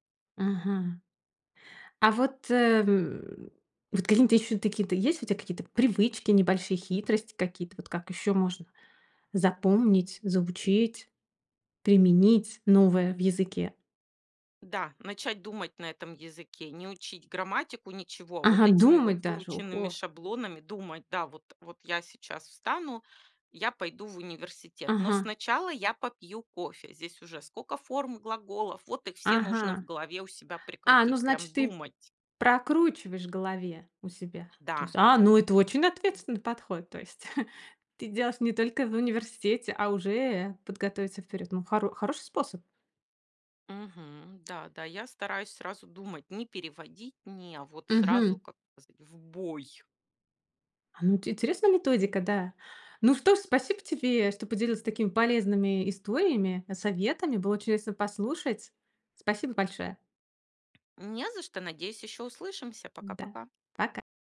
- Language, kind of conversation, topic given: Russian, podcast, Как, по-твоему, эффективнее всего учить язык?
- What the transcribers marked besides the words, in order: chuckle